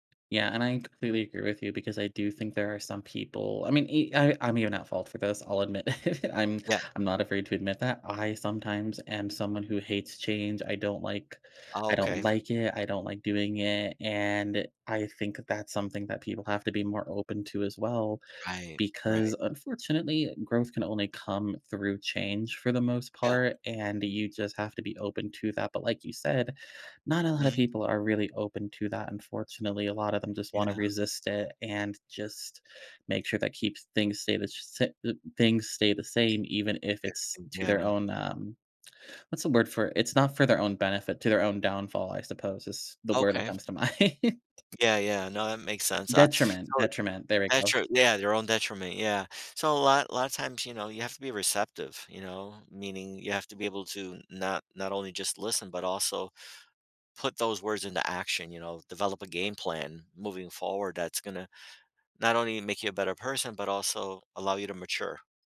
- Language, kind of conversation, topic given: English, unstructured, How can I stay connected when someone I care about changes?
- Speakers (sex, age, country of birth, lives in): male, 30-34, United States, United States; male, 60-64, Italy, United States
- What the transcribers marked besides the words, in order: tapping; laughing while speaking: "it"; chuckle; other background noise; unintelligible speech; laughing while speaking: "mind"